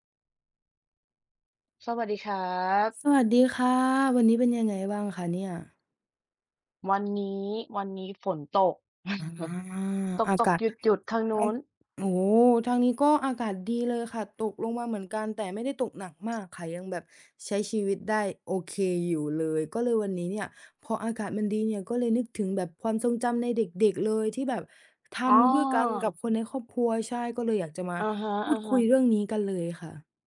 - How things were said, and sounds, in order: chuckle; other background noise
- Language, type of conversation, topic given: Thai, unstructured, คุณจำความทรงจำวัยเด็กที่ทำให้คุณยิ้มได้ไหม?